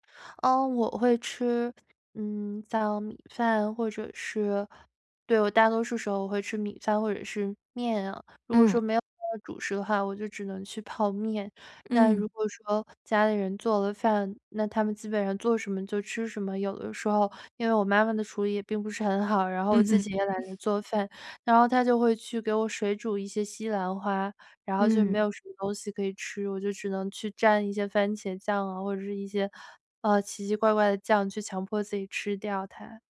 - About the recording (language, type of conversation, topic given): Chinese, advice, 我总是在晚上忍不住吃零食，怎么才能抵抗这种冲动？
- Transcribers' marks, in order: chuckle